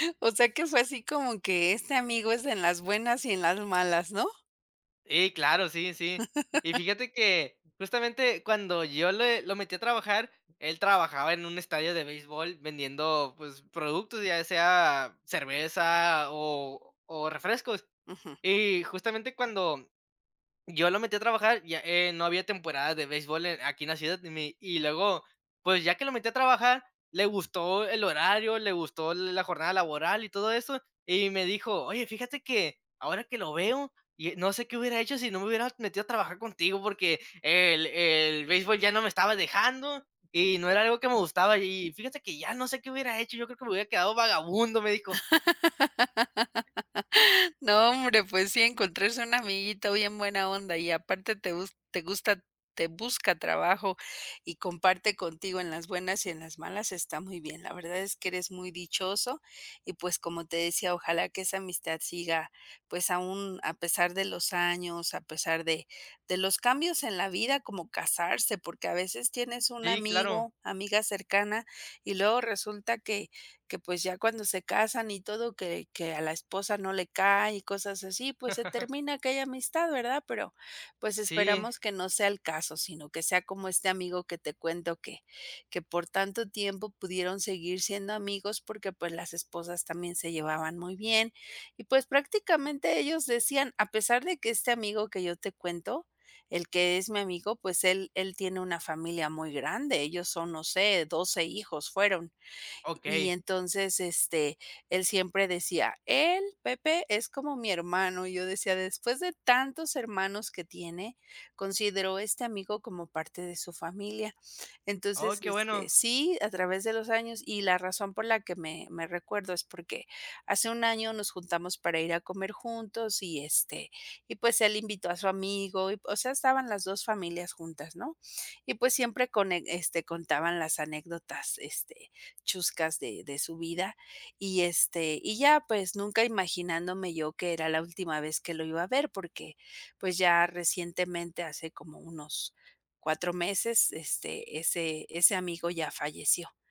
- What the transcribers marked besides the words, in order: laugh; laugh; tapping; laugh
- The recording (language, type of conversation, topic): Spanish, podcast, ¿Has conocido a alguien por casualidad que haya cambiado tu mundo?